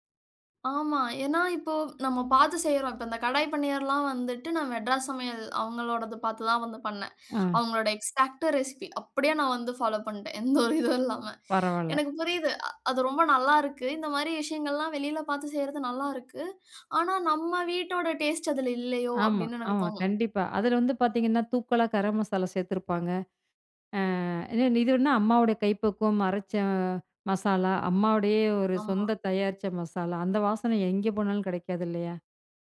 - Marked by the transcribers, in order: in English: "எக்ஸாக்ட்"; laughing while speaking: "எந்த ஒரு இதுவும் இல்லாம"; "இது" said as "நிது"
- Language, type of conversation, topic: Tamil, podcast, வழக்கமான சமையல் முறைகள் மூலம் குடும்பம் எவ்வாறு இணைகிறது?